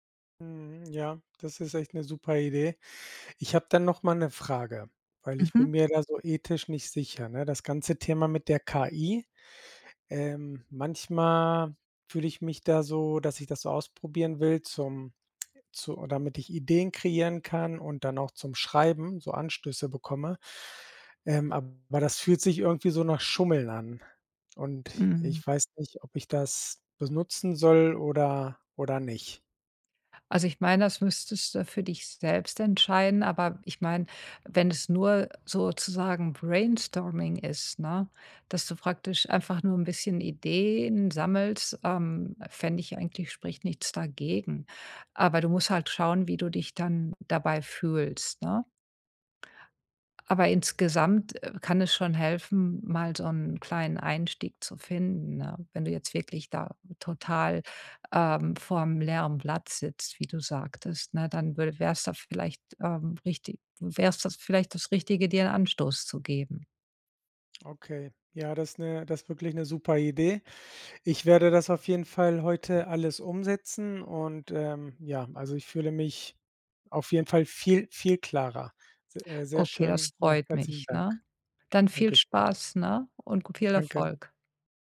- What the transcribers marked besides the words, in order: none
- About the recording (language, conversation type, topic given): German, advice, Wie kann ich eine kreative Routine aufbauen, auch wenn Inspiration nur selten kommt?